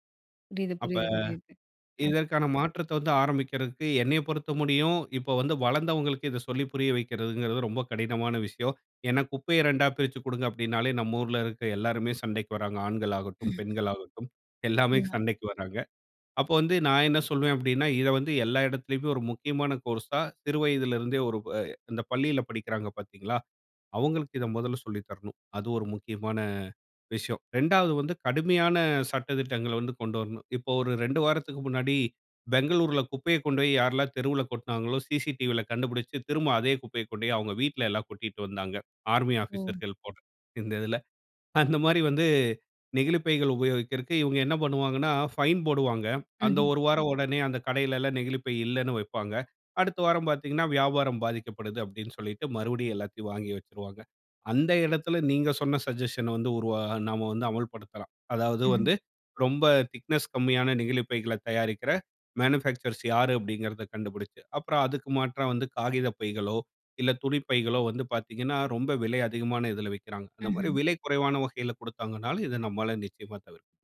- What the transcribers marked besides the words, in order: chuckle; in English: "கோர்ஸா"; laughing while speaking: "அந்த மாதரி வந்து"; other background noise; in English: "சஜஷன்"; in English: "திக்னெஸ்"; in English: "மேனுஃபேக்சர்ஸ்"
- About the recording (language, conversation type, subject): Tamil, podcast, பிளாஸ்டிக் பயன்படுத்துவதை குறைக்க தினமும் செய்யக்கூடிய எளிய மாற்றங்கள் என்னென்ன?